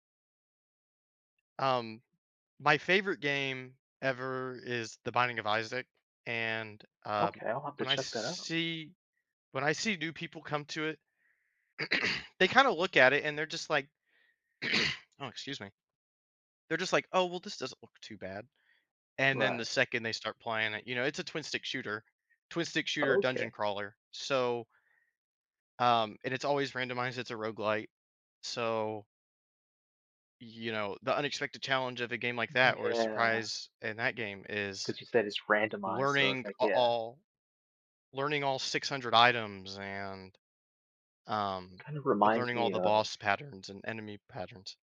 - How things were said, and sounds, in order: tapping; throat clearing; throat clearing; other background noise
- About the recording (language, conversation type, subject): English, unstructured, How can playing video games help us become more adaptable in real life?
- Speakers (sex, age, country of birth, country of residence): male, 20-24, United States, United States; male, 35-39, United States, United States